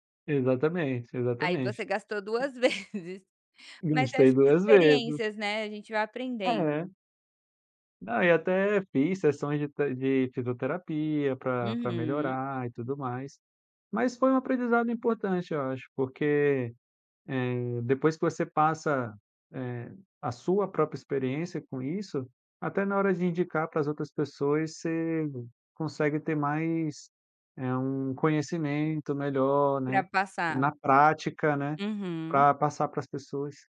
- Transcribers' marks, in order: tapping; laughing while speaking: "vezes"
- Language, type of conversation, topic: Portuguese, podcast, Qual hobby te ajuda a desestressar nos fins de semana?